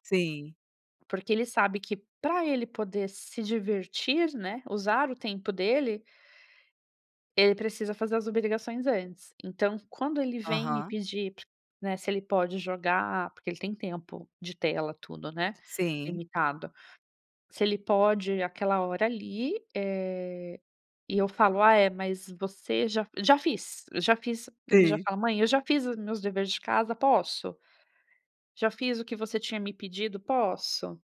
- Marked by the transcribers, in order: tapping
- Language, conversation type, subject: Portuguese, podcast, Como dividir as tarefas domésticas com a família ou colegas?